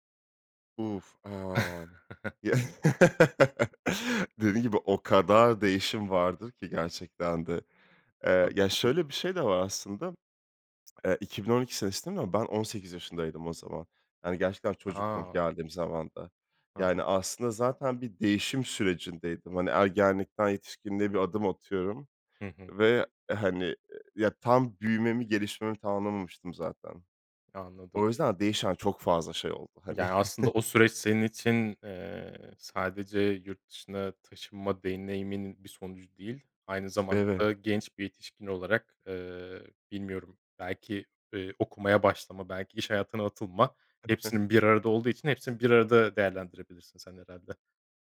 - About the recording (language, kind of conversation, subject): Turkish, podcast, Hayatında seni en çok değiştiren deneyim neydi?
- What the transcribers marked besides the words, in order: chuckle; tongue click; chuckle